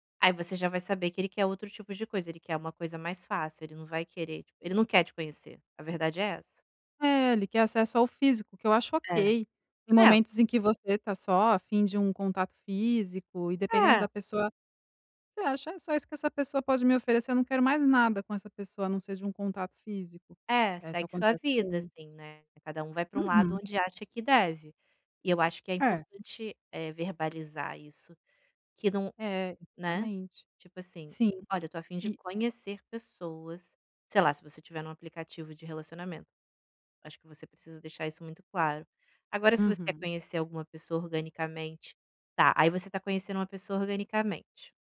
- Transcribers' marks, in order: none
- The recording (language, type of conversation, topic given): Portuguese, advice, Como posso estabelecer limites e proteger meu coração ao começar a namorar de novo?